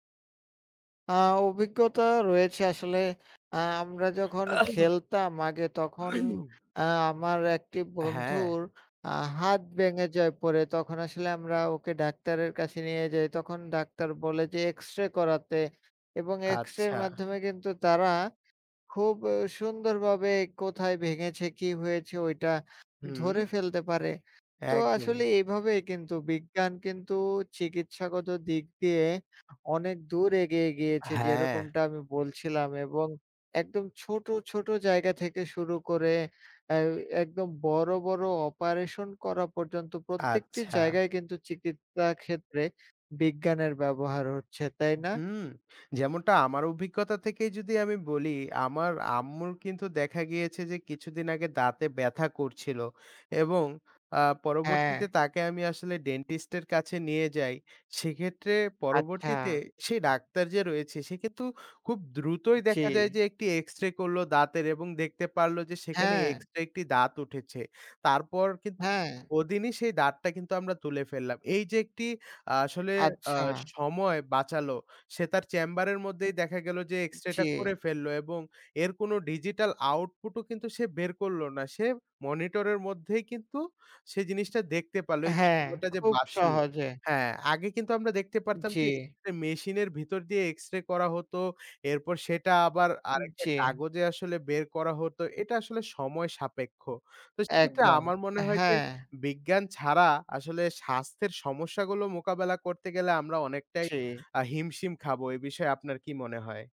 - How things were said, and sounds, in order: throat clearing
- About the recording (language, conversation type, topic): Bengali, unstructured, বিজ্ঞান আমাদের স্বাস্থ্যের উন্নতিতে কীভাবে সাহায্য করে?